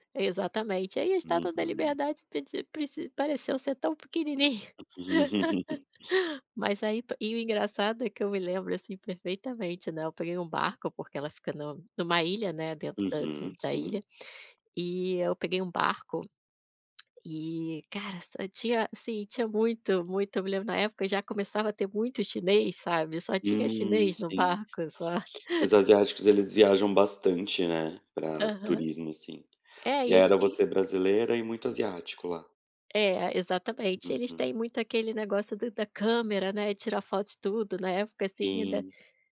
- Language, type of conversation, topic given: Portuguese, podcast, Você pode me contar sobre uma viagem que mudou a sua vida?
- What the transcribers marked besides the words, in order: chuckle; tongue click; tapping